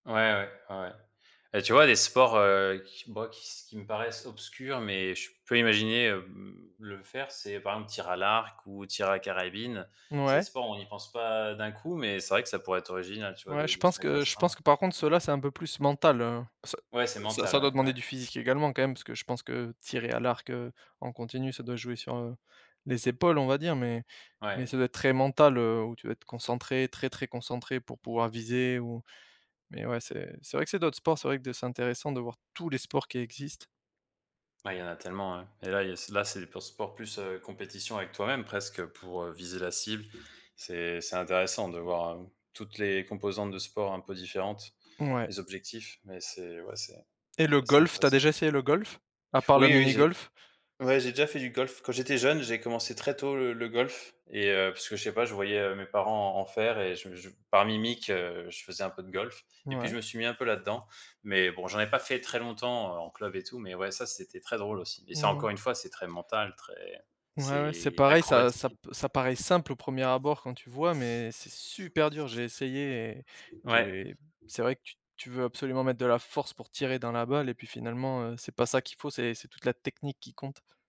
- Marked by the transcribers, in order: tapping; stressed: "technique"
- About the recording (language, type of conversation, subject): French, unstructured, Quel sport as-tu toujours voulu essayer, et pourquoi ?
- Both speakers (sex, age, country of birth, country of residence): male, 30-34, France, Romania; male, 35-39, France, France